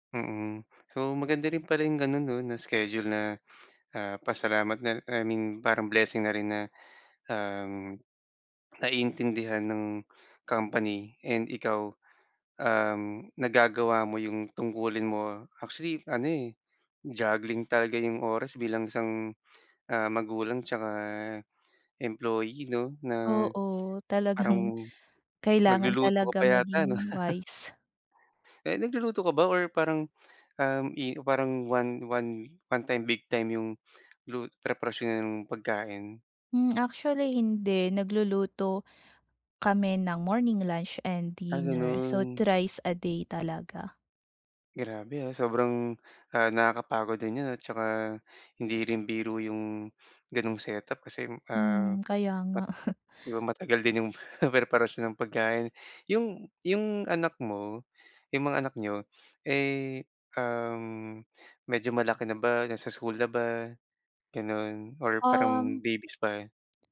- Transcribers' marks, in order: lip smack; in English: "juggling"; lip smack; tapping; laughing while speaking: "talagang"; laugh; in English: "one one one-time big time"; in English: "morning, lunch, and dinner so, thrice a day"; other background noise; chuckle; laughing while speaking: "'yong"
- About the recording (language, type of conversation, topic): Filipino, advice, Paano ko epektibong uunahin ang pinakamahahalagang gawain araw-araw?